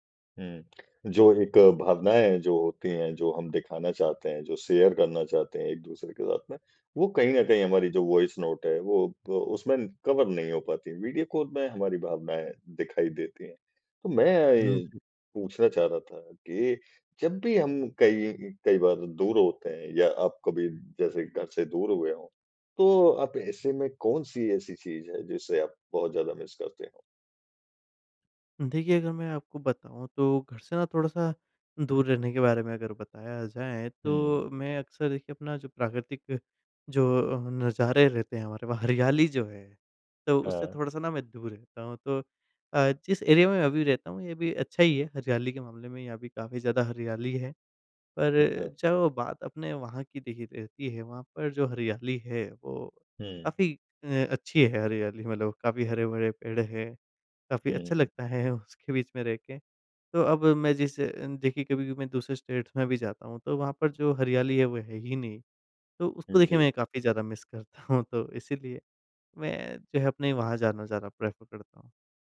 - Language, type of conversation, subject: Hindi, podcast, दूर रहने वालों से जुड़ने में तकनीक तुम्हारी कैसे मदद करती है?
- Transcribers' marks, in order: in English: "शेयर"; in English: "वॉइस नोट"; in English: "कवर"; in English: "मिस"; in English: "एरिया"; laughing while speaking: "है"; in English: "स्टेट्स"; in English: "मिस"; laughing while speaking: "हूँ"; in English: "प्रेफ़र"